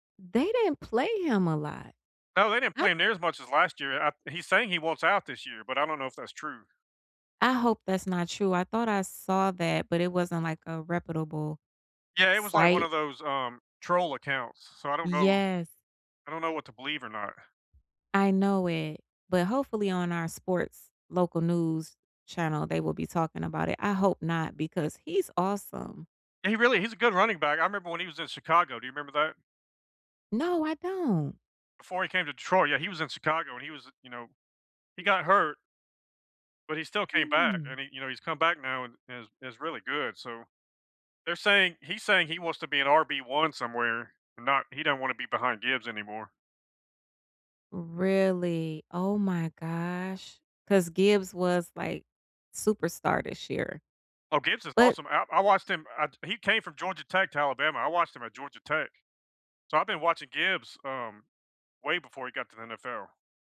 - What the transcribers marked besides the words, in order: tapping
- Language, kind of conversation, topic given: English, unstructured, How do you balance being a supportive fan and a critical observer when your team is struggling?